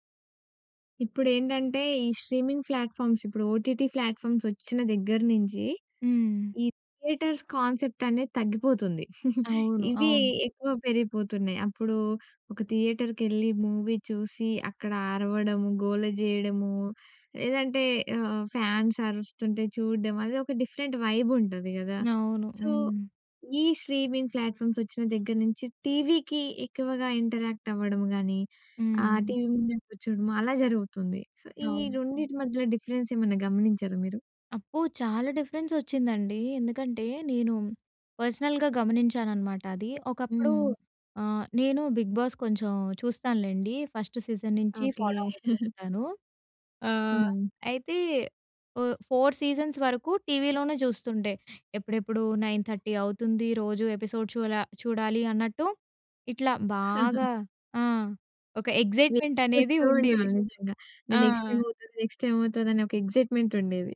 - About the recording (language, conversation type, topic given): Telugu, podcast, స్ట్రీమింగ్ వేదికలు ప్రాచుర్యంలోకి వచ్చిన తర్వాత టెలివిజన్ రూపం ఎలా మారింది?
- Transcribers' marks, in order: in English: "స్ట్రీమింగ్ ప్లాట్‍ఫామ్స్"; in English: "ఓటీటీ ప్లాట్‍ఫామ్స్"; in English: "థియేటర్స్ కాన్సెప్ట్"; chuckle; in English: "మూవీ"; in English: "ఫ్యాన్స్"; in English: "డిఫరెంట్ వైబ్"; in English: "సో"; in English: "స్ట్రీమింగ్ ప్లాట్‍ఫామ్స్"; in English: "ఇంటరాక్ట్"; in English: "సో"; background speech; in English: "డిఫరెన్స్"; in English: "డిఫరెన్స్"; in English: "పర్సనల్‌గా"; in English: "ఫస్ట్ సీజన్"; chuckle; in English: "ఫాలో"; in English: "ఫోర్ సీజన్స్"; in English: "నైన్ థర్టీ"; in English: "ఎపిసోడ్"; chuckle; in English: "వెయిట్"; in English: "ఎక్సైట్‌మెంట్"; in English: "నెక్స్ట్"; tapping; in English: "నెక్స్ట్"; in English: "ఎక్సైట్‌మెంట్"